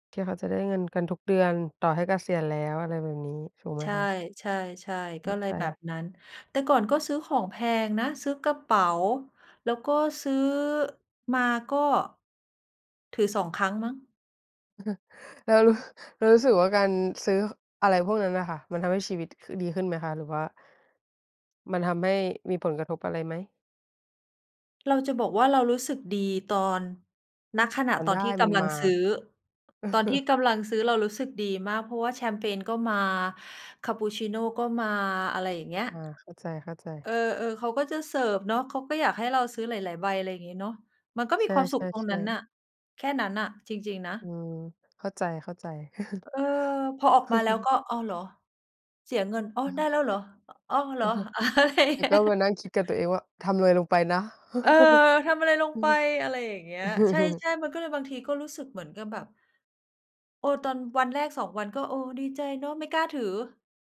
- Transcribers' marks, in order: chuckle; other background noise; chuckle; chuckle; chuckle; chuckle
- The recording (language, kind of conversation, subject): Thai, unstructured, การใช้จ่ายแบบฟุ่มเฟือยช่วยให้ชีวิตดีขึ้นจริงไหม?